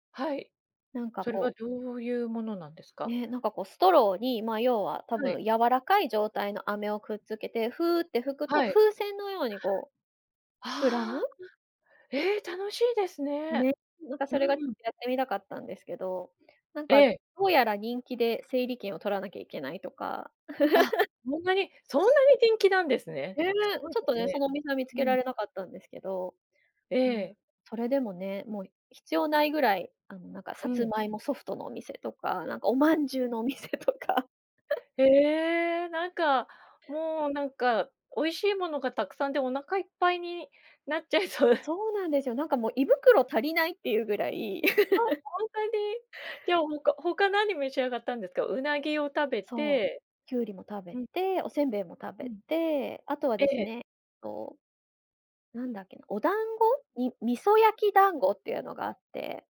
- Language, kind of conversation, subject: Japanese, podcast, 一番忘れられない旅行の思い出を聞かせてもらえますか？
- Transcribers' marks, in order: chuckle; unintelligible speech; laugh; laugh